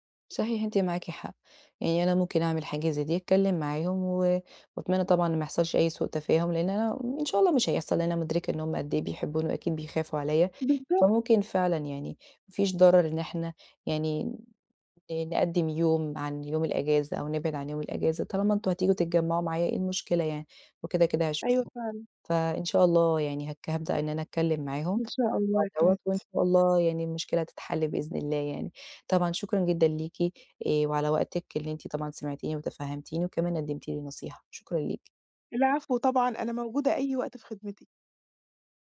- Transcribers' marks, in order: tapping
- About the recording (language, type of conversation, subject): Arabic, advice, ليه مش بعرف أسترخي وأستمتع بالمزيكا والكتب في البيت، وإزاي أبدأ؟